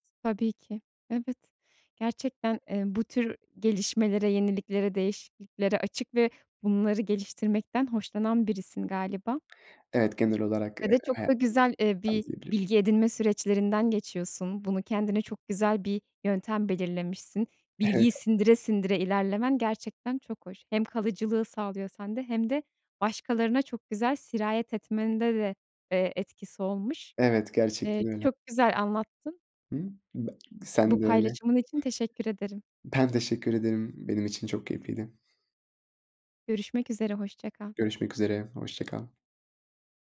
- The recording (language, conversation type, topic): Turkish, podcast, Birine bir beceriyi öğretecek olsan nasıl başlardın?
- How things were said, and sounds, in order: other background noise; laughing while speaking: "Evet"